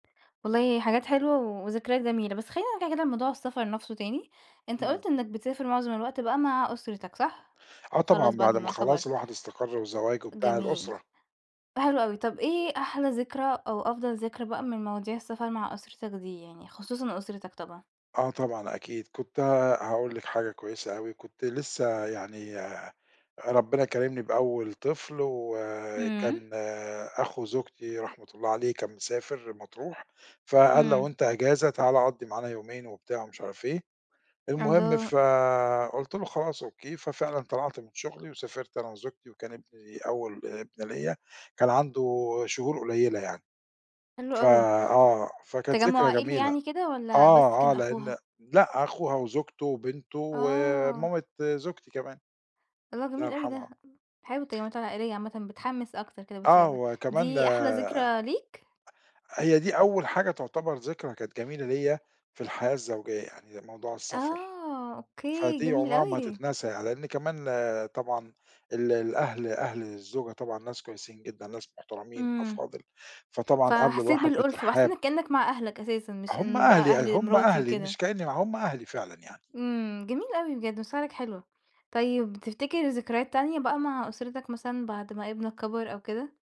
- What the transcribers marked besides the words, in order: tapping
- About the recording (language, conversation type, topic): Arabic, podcast, إيه أحلى ذكرى ليك من السفر مع العيلة؟